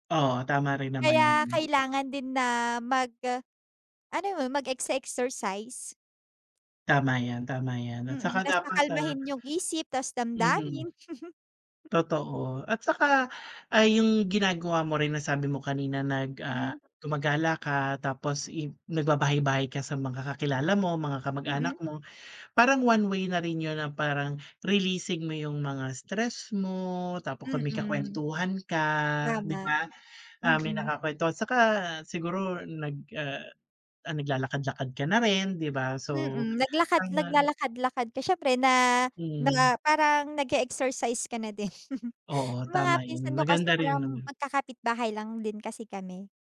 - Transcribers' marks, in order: chuckle; tapping; laughing while speaking: "din"
- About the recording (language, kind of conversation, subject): Filipino, unstructured, Paano mo sinisimulan ang araw para manatiling masigla?